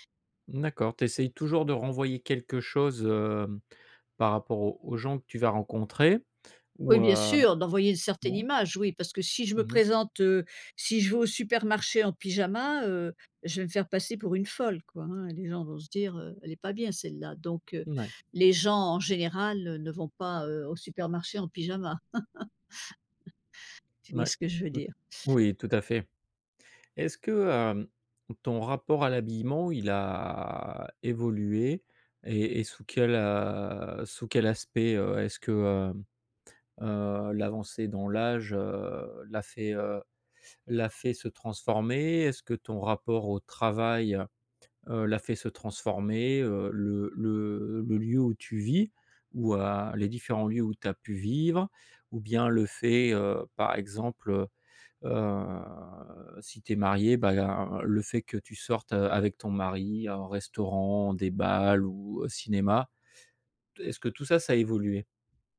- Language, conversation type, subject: French, podcast, Tu t’habilles plutôt pour toi ou pour les autres ?
- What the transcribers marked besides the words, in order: chuckle; drawn out: "a"; drawn out: "heu"